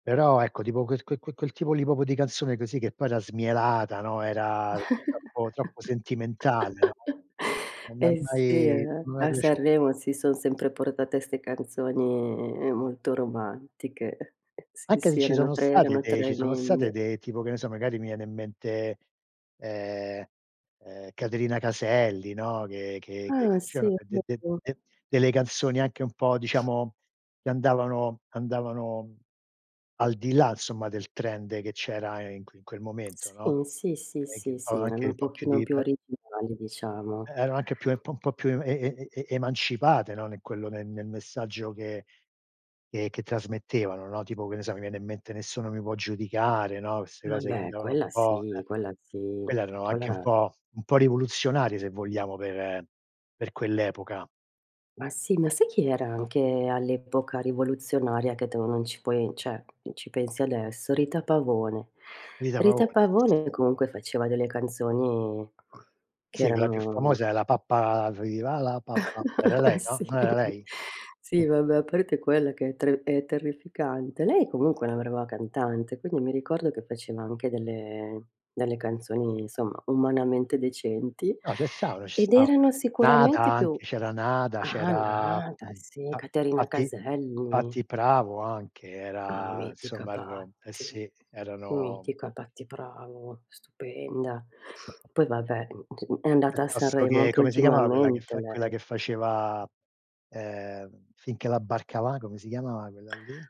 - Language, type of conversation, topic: Italian, unstructured, Quale canzone ti riporta subito ai tempi della scuola?
- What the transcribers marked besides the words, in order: "proprio" said as "popio"; chuckle; other background noise; tapping; chuckle; "insomma" said as "nsomma"; in English: "trend"; singing: "viva la pappa"; chuckle; laughing while speaking: "Sì"; unintelligible speech; "insomma" said as "nsomma"